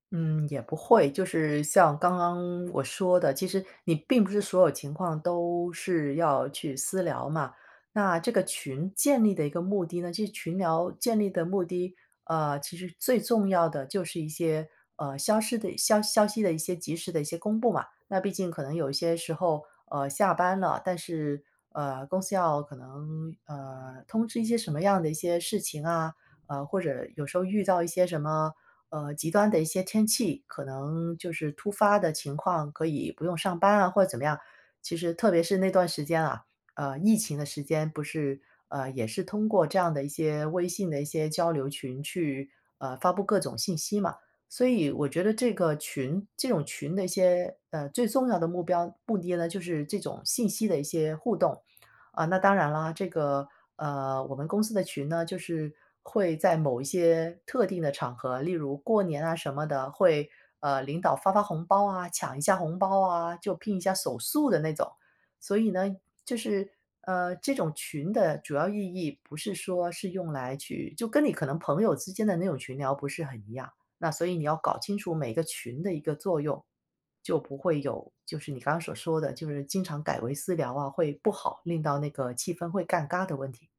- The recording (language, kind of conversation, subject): Chinese, podcast, 什么时候应该把群聊里的话题转到私聊处理？
- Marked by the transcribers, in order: none